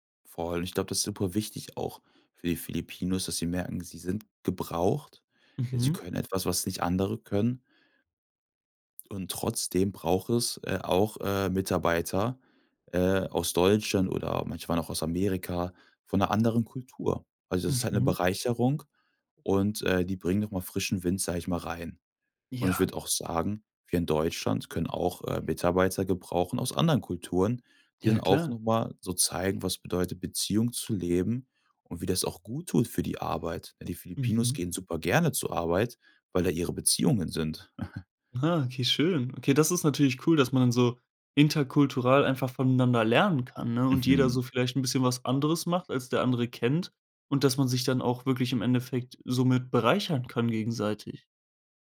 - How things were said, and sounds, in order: chuckle
- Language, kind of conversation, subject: German, podcast, Erzählst du von einer Person, die dir eine Kultur nähergebracht hat?